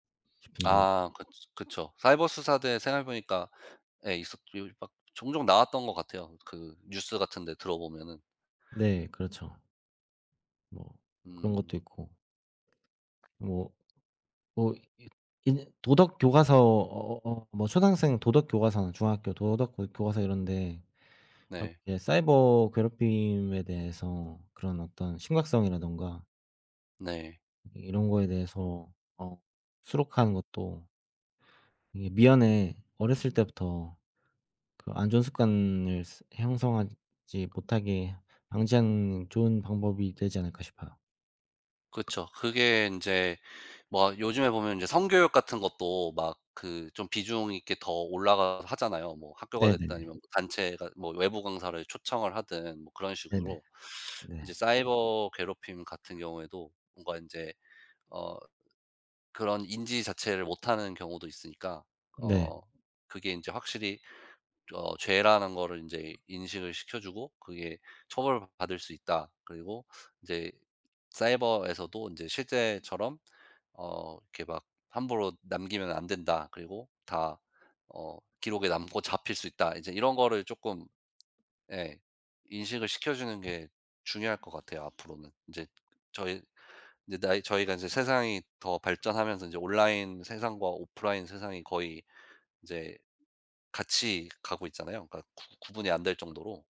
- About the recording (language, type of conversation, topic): Korean, unstructured, 사이버 괴롭힘에 어떻게 대처하는 것이 좋을까요?
- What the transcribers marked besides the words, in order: other background noise; tapping